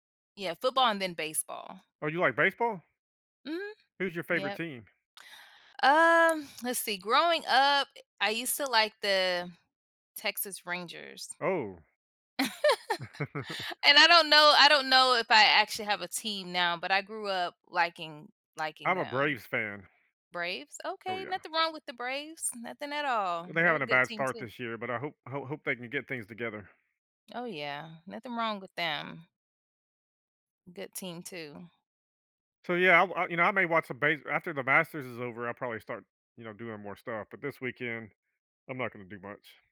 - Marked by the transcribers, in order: other background noise; laugh; chuckle
- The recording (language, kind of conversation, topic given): English, unstructured, How do you decide whether to relax at home or go out on the weekend?